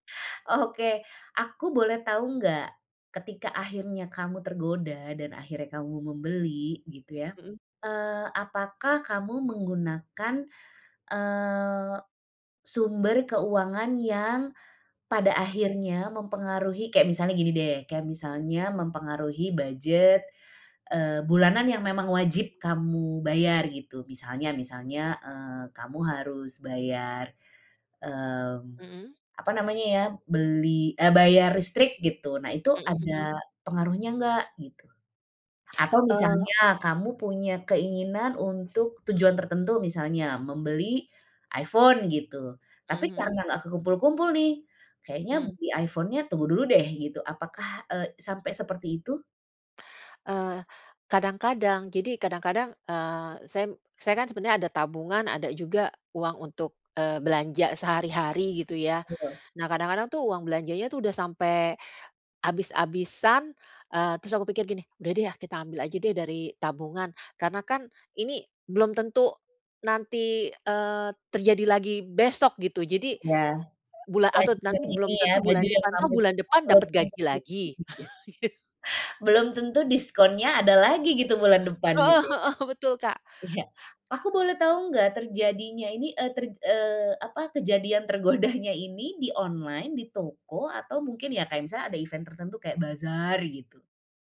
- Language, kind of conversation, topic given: Indonesian, advice, Mengapa saya selalu tergoda membeli barang diskon padahal sebenarnya tidak membutuhkannya?
- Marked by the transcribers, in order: other background noise; tapping; unintelligible speech; chuckle; laughing while speaking: "tergodanya"; in English: "event"